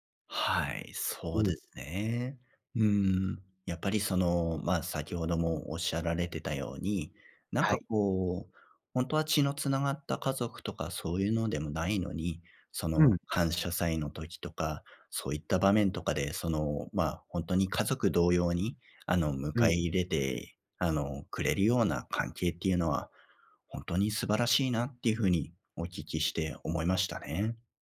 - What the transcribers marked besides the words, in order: none
- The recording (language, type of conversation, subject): Japanese, advice, 引っ越してきた地域で友人がいないのですが、どうやって友達を作ればいいですか？